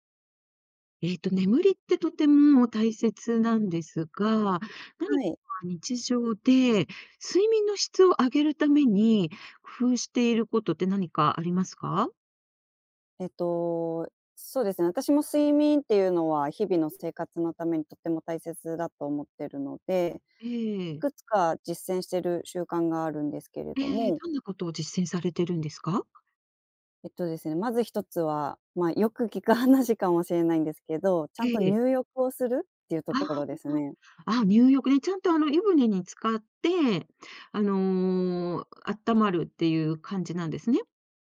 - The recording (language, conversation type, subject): Japanese, podcast, 睡眠の質を上げるために普段どんな工夫をしていますか？
- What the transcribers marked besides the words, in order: other background noise; laughing while speaking: "話"